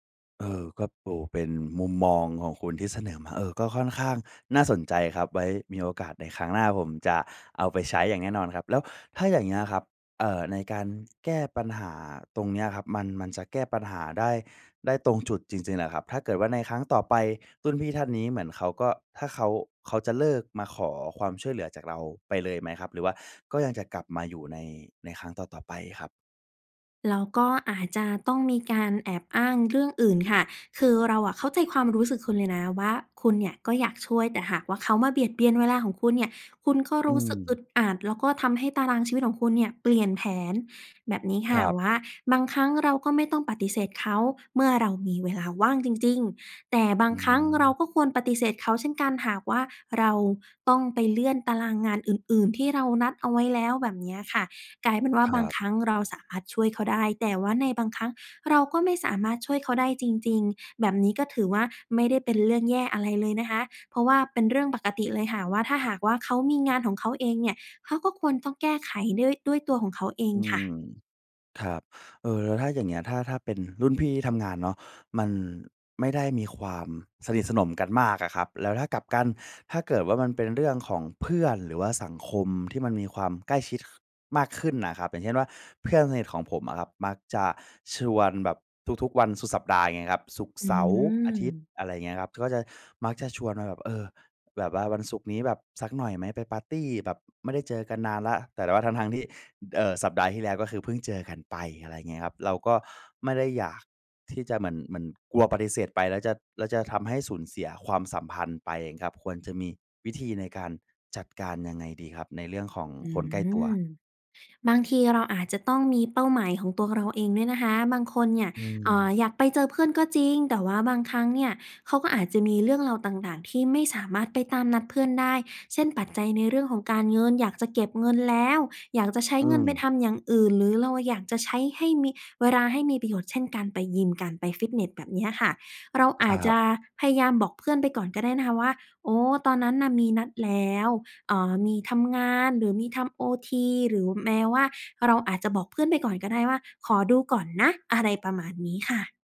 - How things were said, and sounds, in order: none
- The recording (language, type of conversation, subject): Thai, advice, คุณมักตอบตกลงทุกคำขอจนตารางแน่นเกินไปหรือไม่?